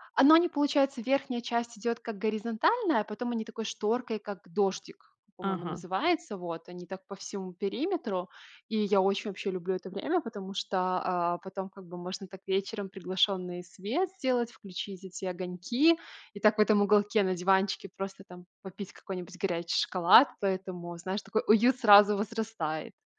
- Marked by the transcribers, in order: tapping
- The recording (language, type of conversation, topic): Russian, podcast, Где в доме тебе уютнее всего и почему?